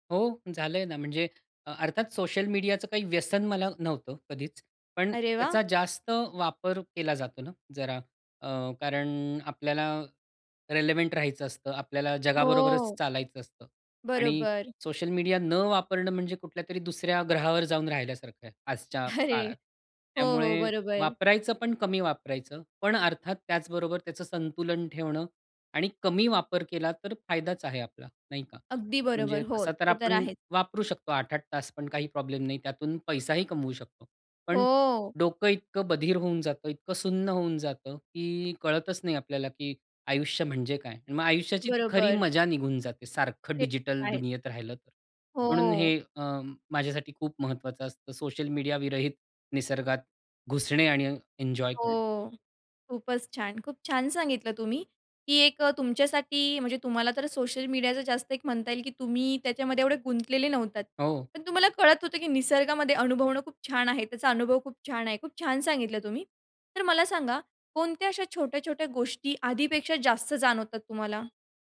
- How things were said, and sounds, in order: in English: "रिलेव्हंट"; laughing while speaking: "अरे"; in English: "प्रॉब्लेम"; in English: "एन्जॉय"
- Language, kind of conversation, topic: Marathi, podcast, सोशल मिडियाविरहित निसर्ग अनुभवणे कसे असते?